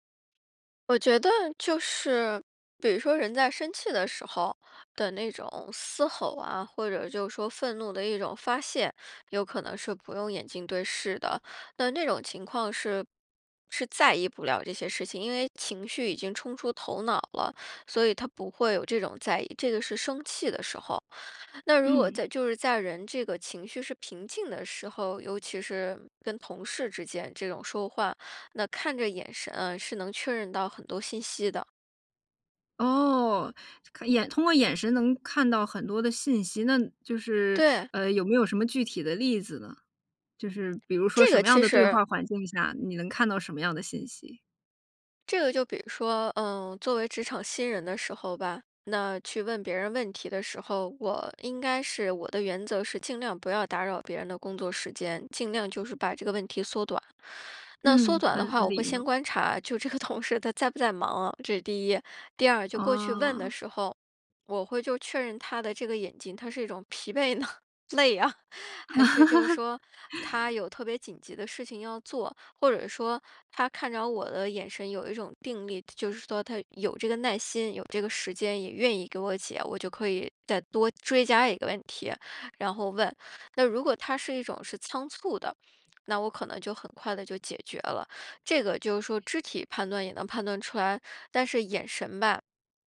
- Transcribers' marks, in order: other background noise; teeth sucking; laughing while speaking: "就这个同事他在不在忙啊"; laughing while speaking: "疲惫呢，累啊"; laugh
- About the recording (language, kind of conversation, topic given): Chinese, podcast, 当别人和你说话时不看你的眼睛，你会怎么解读？